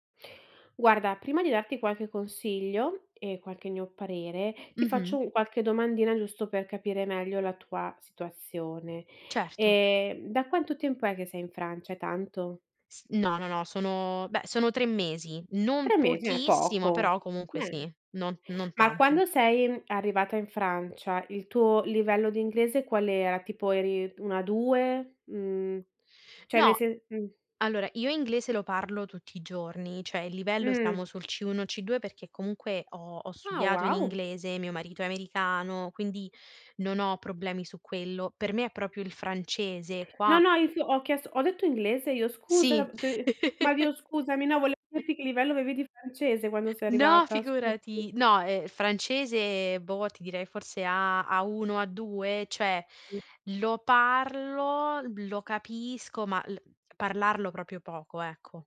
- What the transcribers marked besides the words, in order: "cioè" said as "ceh"; tapping; "proprio" said as "propio"; chuckle; other noise; unintelligible speech; "proprio" said as "propio"
- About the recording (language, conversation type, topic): Italian, advice, Come posso superare le difficoltà nell’imparare e usare ogni giorno la lingua locale?